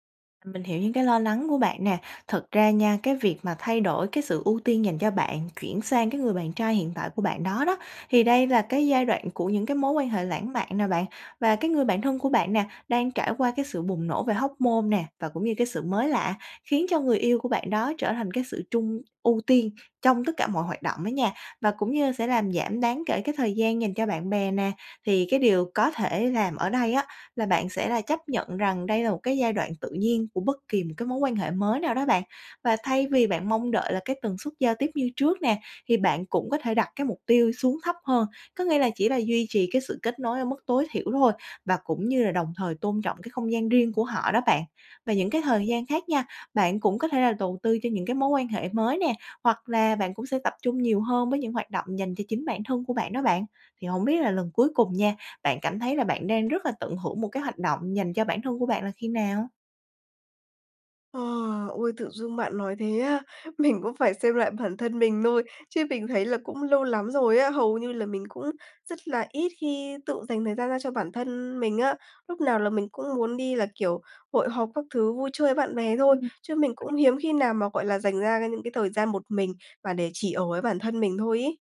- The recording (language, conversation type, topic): Vietnamese, advice, Làm sao để xử lý khi tình cảm bạn bè không được đáp lại tương xứng?
- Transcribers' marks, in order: tapping; laughing while speaking: "mình"; unintelligible speech